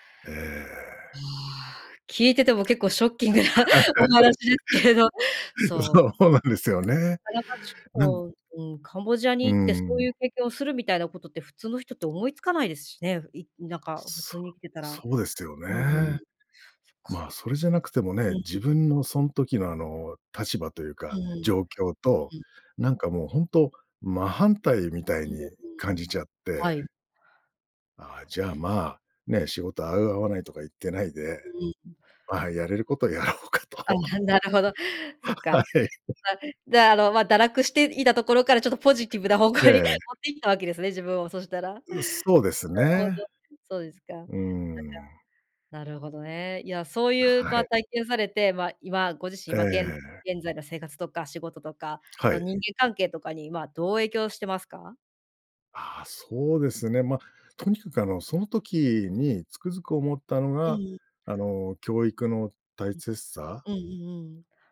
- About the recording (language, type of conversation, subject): Japanese, podcast, 旅をきっかけに人生観が変わった場所はありますか？
- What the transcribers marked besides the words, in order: laughing while speaking: "ショッキングなお話ですけれど"; giggle; laughing while speaking: "そうなんですよね"; unintelligible speech; other background noise; laughing while speaking: "やろうかと。はい"; laughing while speaking: "方向に持ってきたわけですね、自分を、そしたら"